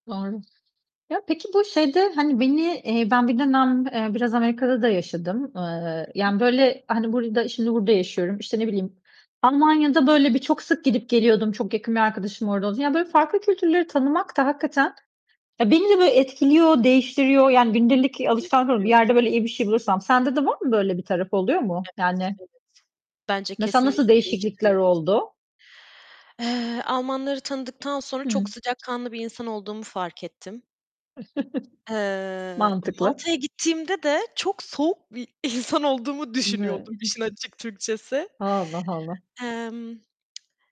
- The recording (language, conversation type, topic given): Turkish, unstructured, Farklı kültürler hakkında öğrendiğiniz en şaşırtıcı şey nedir?
- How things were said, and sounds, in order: static; distorted speech; tapping; other background noise; chuckle; laughing while speaking: "insan olduğumu düşünüyordum"